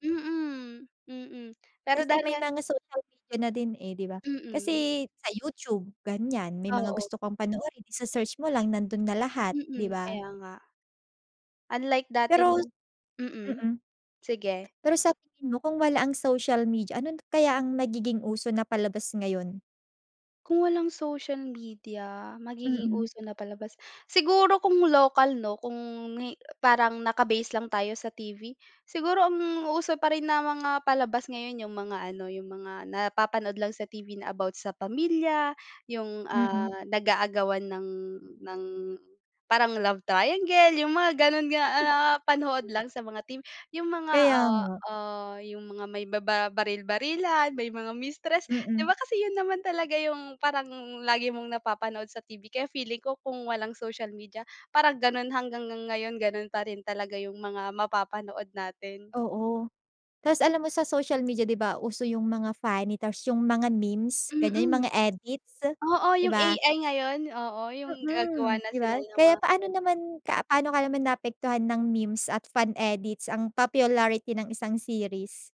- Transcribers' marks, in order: other background noise; tapping; chuckle
- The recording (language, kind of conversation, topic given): Filipino, podcast, Paano nakaapekto ang midyang panlipunan sa kung aling mga palabas ang patok ngayon?